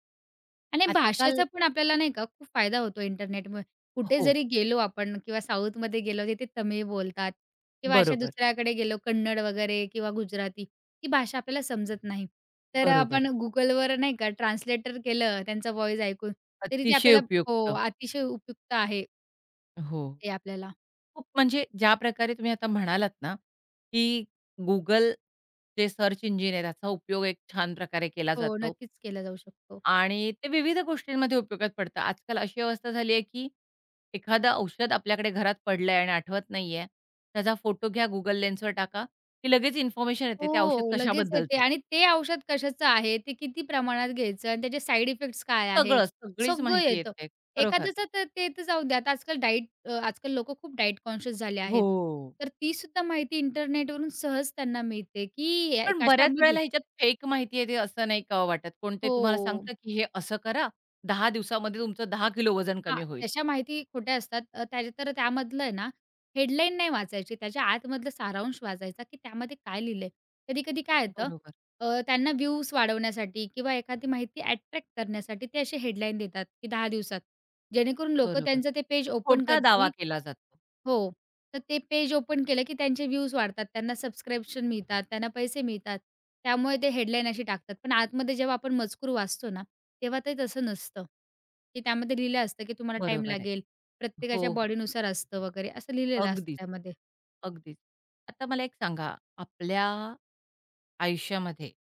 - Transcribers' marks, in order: tapping; in English: "सर्च इंजिन"; other background noise; in English: "ओपन"; in English: "ओपन"
- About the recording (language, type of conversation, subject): Marathi, podcast, इंटरनेटमुळे तुमच्या शिकण्याच्या पद्धतीत काही बदल झाला आहे का?